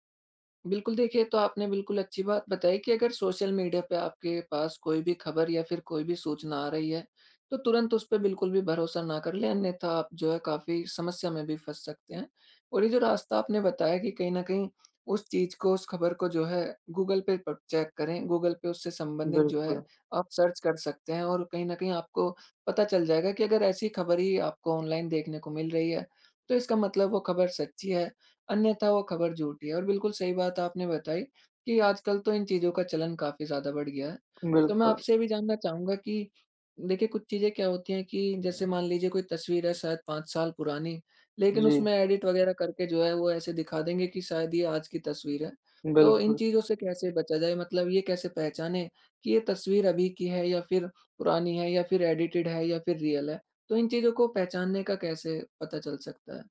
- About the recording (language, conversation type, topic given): Hindi, podcast, ऑनलाइन खबरों की सच्चाई आप कैसे जाँचते हैं?
- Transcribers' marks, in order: in English: "चेक"; in English: "सर्च"; in English: "एडिट"; in English: "एडिटेड"; in English: "रियल"